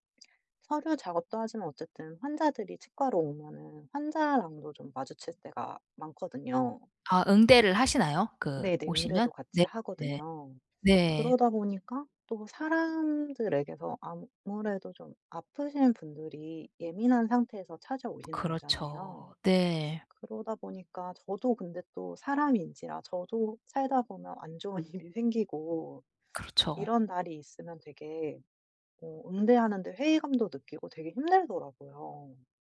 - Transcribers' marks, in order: laughing while speaking: "좋은 일이"
- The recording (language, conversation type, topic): Korean, advice, 반복적인 업무 때문에 동기가 떨어질 때, 어떻게 일에서 의미를 찾을 수 있을까요?